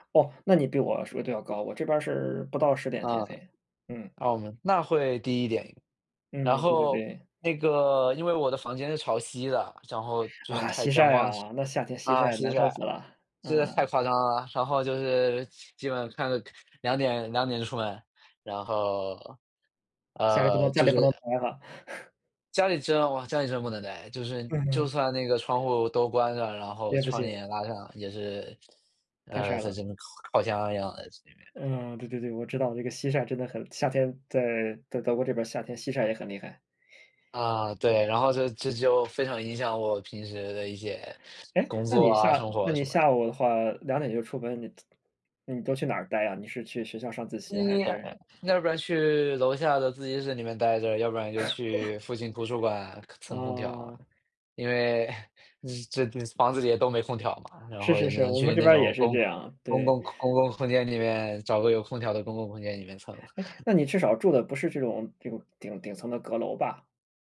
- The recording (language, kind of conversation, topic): Chinese, unstructured, 你怎么看最近的天气变化？
- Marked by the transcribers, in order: other background noise; chuckle; chuckle; chuckle; chuckle